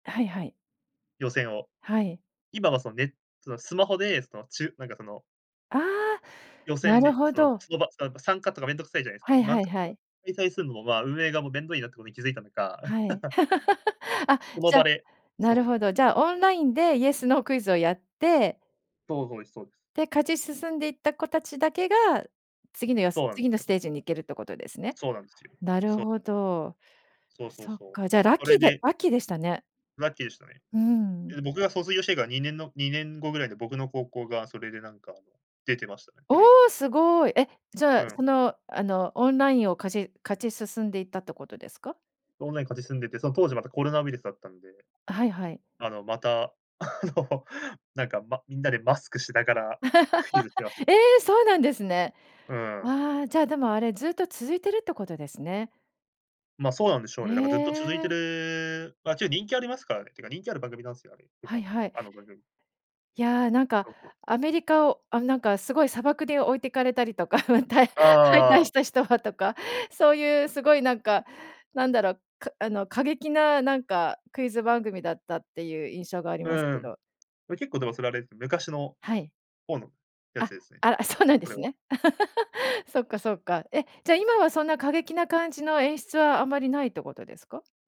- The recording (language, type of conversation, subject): Japanese, podcast, ライブやコンサートで最も印象に残っている出来事は何ですか？
- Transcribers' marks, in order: laugh; laughing while speaking: "あの"; laugh; laughing while speaking: "とか、ま、たい"; tapping; laugh